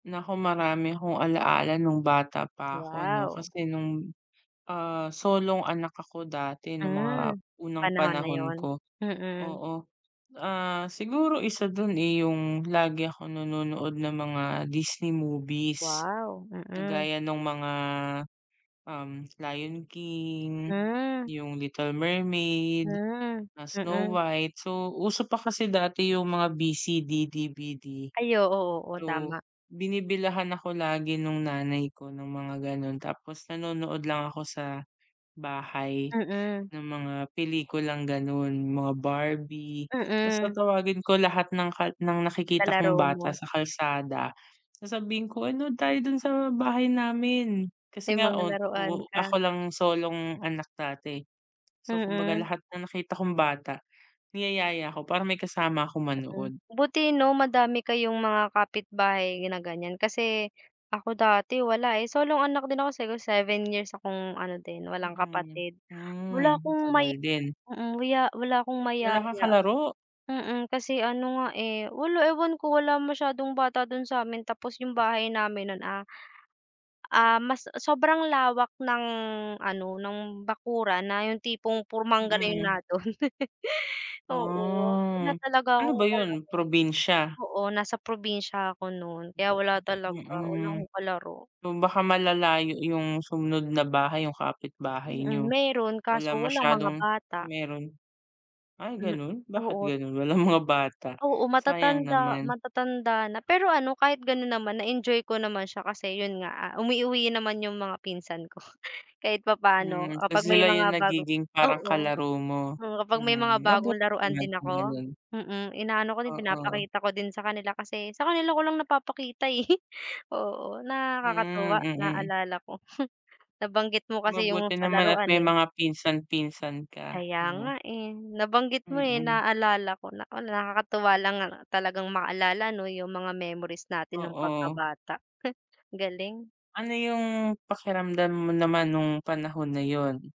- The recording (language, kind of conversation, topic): Filipino, unstructured, Ano ang pinakaunang alaala mo noong bata ka pa?
- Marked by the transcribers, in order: tapping; drawn out: "Ah"; laugh; laughing while speaking: "walang mga bata"; laughing while speaking: "eh"; chuckle; unintelligible speech